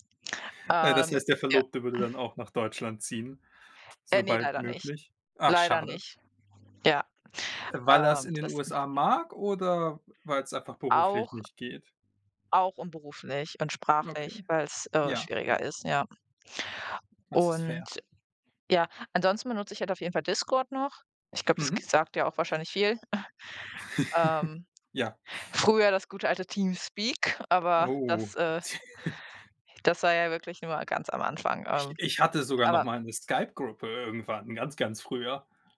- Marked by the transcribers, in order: sigh; chuckle; chuckle; put-on voice: "Skype-Gruppe"
- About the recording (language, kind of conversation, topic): German, unstructured, Wie beeinflussen soziale Medien deine Stimmung?